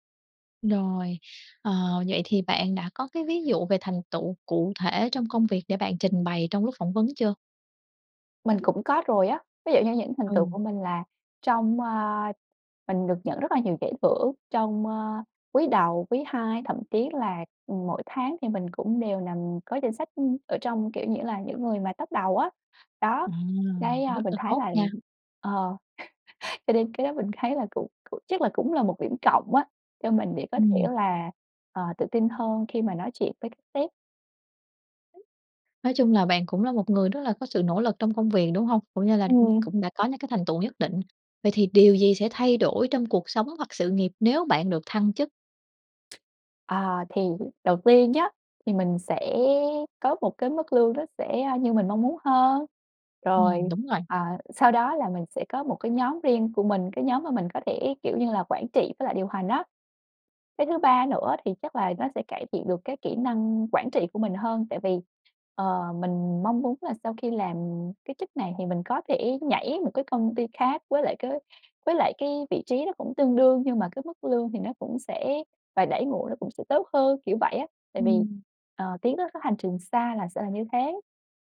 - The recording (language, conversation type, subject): Vietnamese, advice, Bạn nên chuẩn bị như thế nào cho buổi phỏng vấn thăng chức?
- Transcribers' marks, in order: chuckle; laughing while speaking: "cho nên"; unintelligible speech; "cũng" said as "ũng"; tapping; other background noise